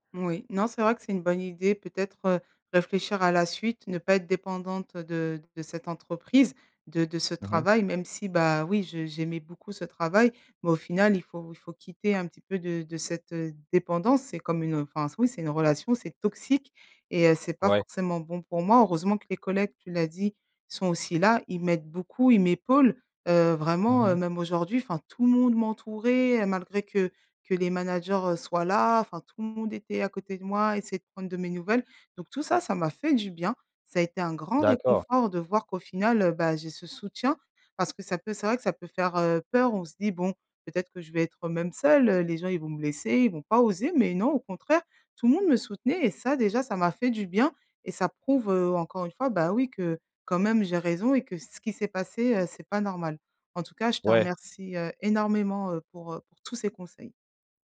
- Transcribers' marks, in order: stressed: "dépendance"; stressed: "tous"
- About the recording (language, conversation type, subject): French, advice, Comment décririez-vous votre épuisement émotionnel proche du burn-out professionnel ?